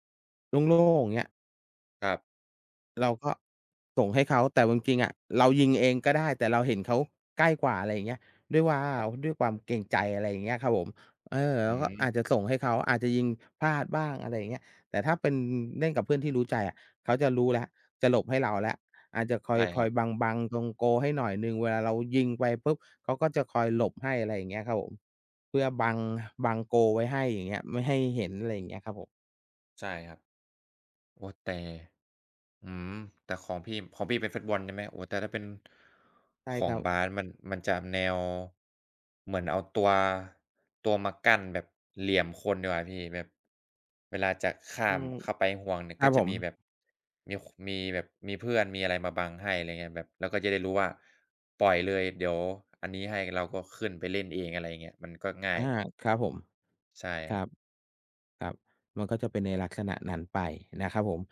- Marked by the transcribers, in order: none
- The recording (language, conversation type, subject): Thai, unstructured, คุณเคยมีประสบการณ์สนุกๆ ขณะเล่นกีฬาไหม?